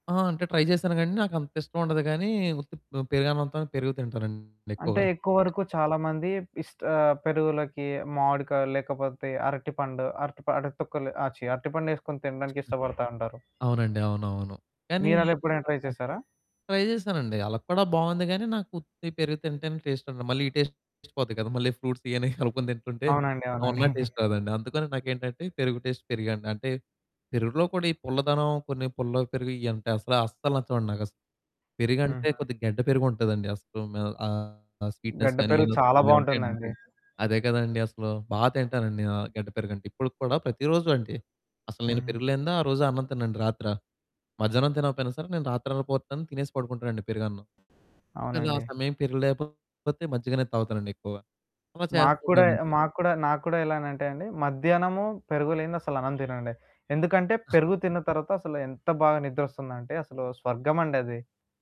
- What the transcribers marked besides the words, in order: in English: "ట్రై"; distorted speech; other background noise; unintelligible speech; in English: "ట్రై"; in English: "ట్రై"; in English: "టేస్ట్, టేస్ట్"; laughing while speaking: "కనుక్కొని తింటుంటే"; in English: "టేస్ట్"; chuckle; in English: "టేస్ట్"; in English: "స్వీట్నెస్"; unintelligible speech; chuckle
- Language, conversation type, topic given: Telugu, podcast, మీ చిన్నప్పటి విందులు మీకు ఇప్పటికీ గుర్తున్నాయా?